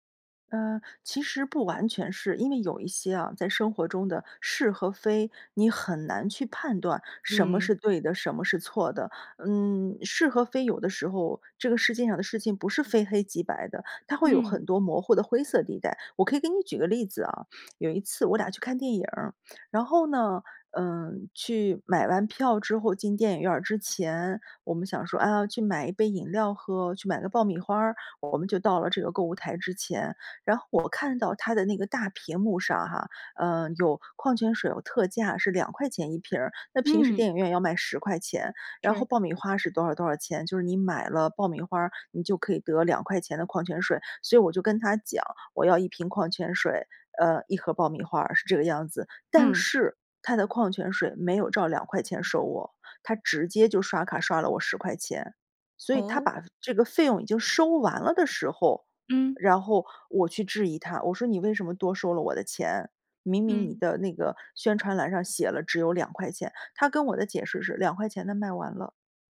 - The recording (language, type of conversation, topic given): Chinese, podcast, 维持夫妻感情最关键的因素是什么？
- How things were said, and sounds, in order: other background noise